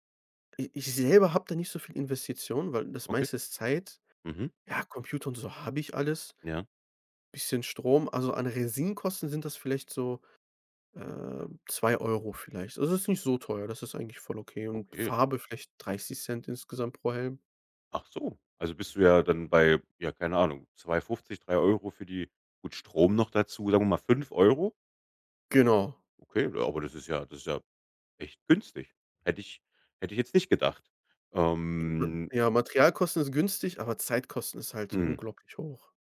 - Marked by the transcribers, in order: other noise
- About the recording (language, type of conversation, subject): German, podcast, Was war dein bisher stolzestes DIY-Projekt?
- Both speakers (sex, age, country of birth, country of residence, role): male, 25-29, Germany, Germany, guest; male, 35-39, Germany, Germany, host